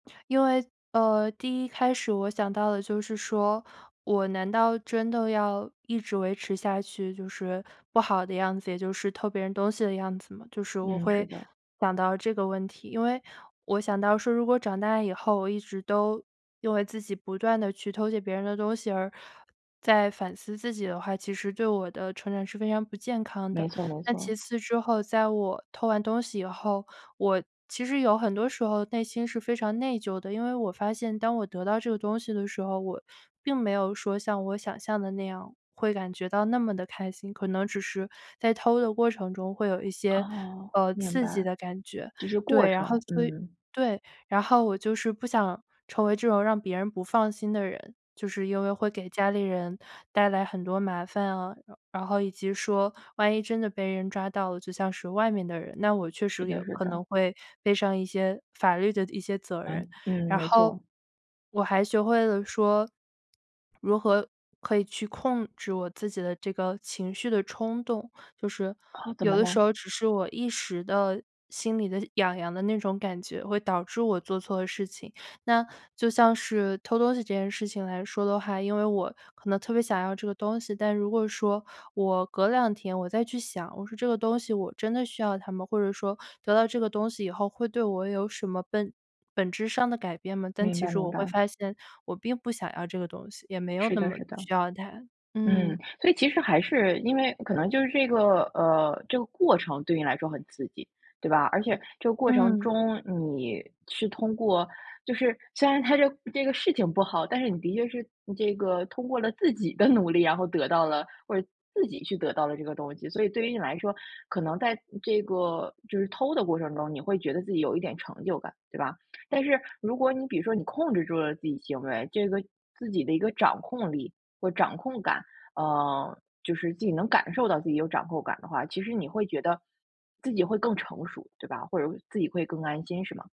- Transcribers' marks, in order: laughing while speaking: "的努力"
- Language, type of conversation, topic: Chinese, podcast, 你能分享一次让你成长的错误吗？